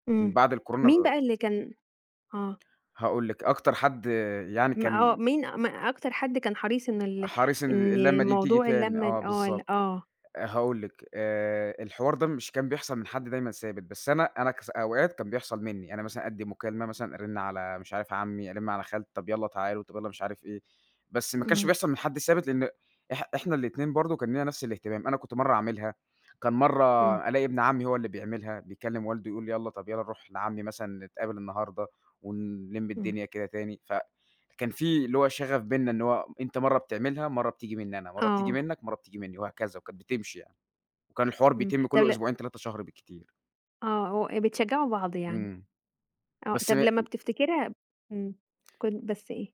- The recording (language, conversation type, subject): Arabic, podcast, ممكن تحكيلي قصة عن عادة كانت عندكم وابتدت تختفي؟
- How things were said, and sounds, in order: none